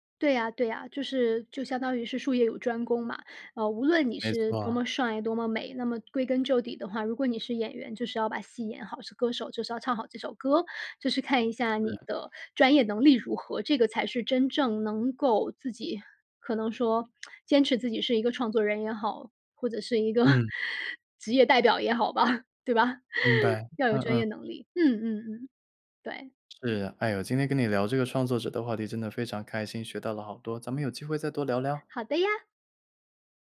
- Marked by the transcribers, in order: other background noise; lip smack; chuckle; laughing while speaking: "吧"; chuckle; joyful: "好的呀"
- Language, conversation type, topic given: Chinese, podcast, 你第一次什么时候觉得自己是创作者？